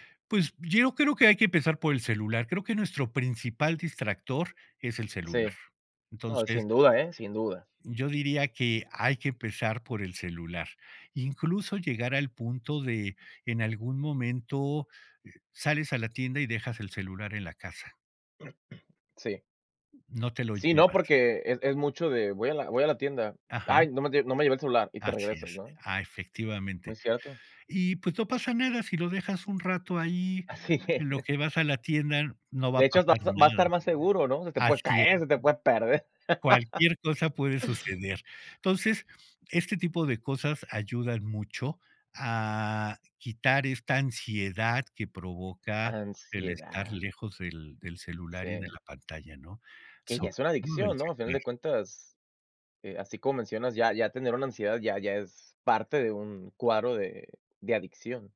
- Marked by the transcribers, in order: throat clearing; laughing while speaking: "Así es"; other background noise; laugh
- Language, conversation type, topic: Spanish, podcast, ¿Cómo sería para ti un buen equilibrio entre el tiempo frente a la pantalla y la vida real?